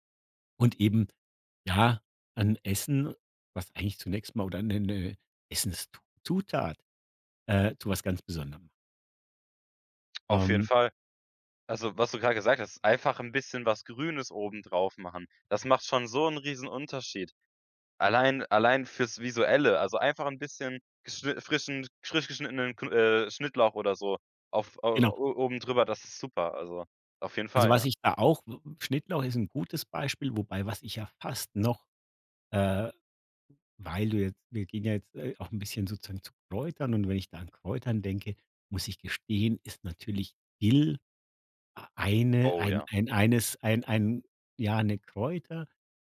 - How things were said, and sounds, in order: other noise
- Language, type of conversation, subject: German, podcast, Welche Gewürze bringen dich echt zum Staunen?